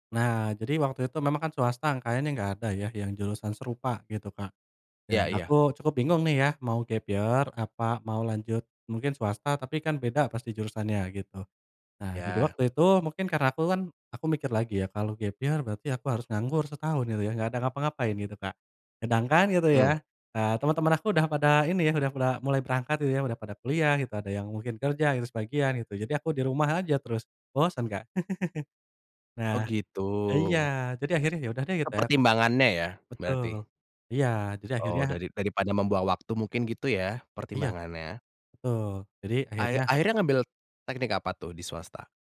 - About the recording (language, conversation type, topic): Indonesian, podcast, Bagaimana kamu bangkit setelah mengalami kegagalan besar?
- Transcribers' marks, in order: in English: "gap year"; tapping; in English: "gap year"; other background noise; laugh